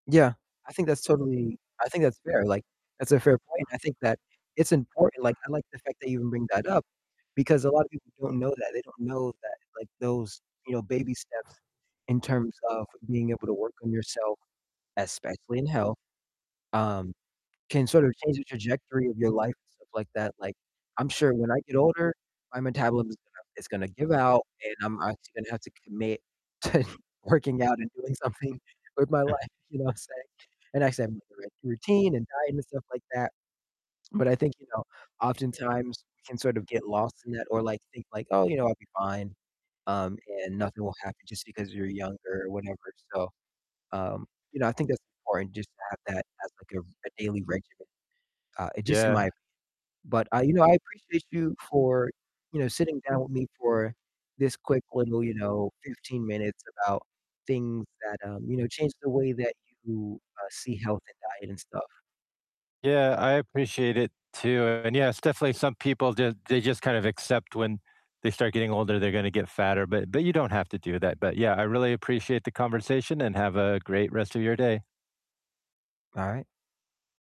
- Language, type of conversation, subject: English, unstructured, What’s your opinion on fast food’s impact on health?
- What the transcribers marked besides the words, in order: distorted speech; other background noise; tapping; laughing while speaking: "to working"; laughing while speaking: "something with my life"; chuckle; unintelligible speech